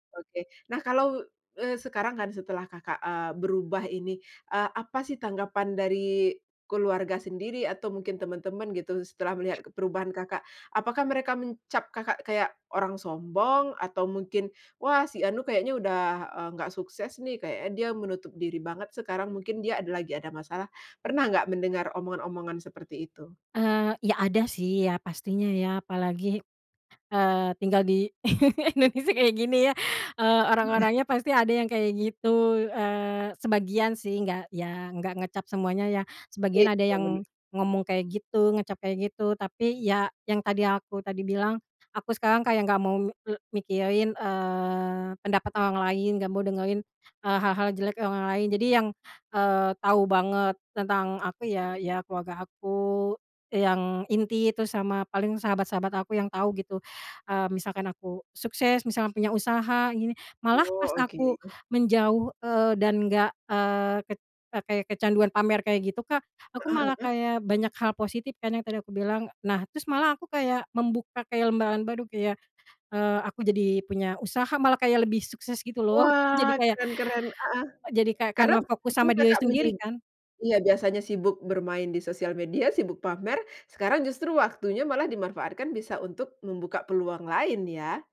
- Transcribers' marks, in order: other background noise; chuckle; laughing while speaking: "Indonesia"
- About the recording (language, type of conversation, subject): Indonesian, podcast, Bagaimana kamu menghadapi tekanan untuk terlihat sukses?
- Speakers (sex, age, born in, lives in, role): female, 30-34, Indonesia, Indonesia, guest; female, 35-39, Indonesia, Indonesia, host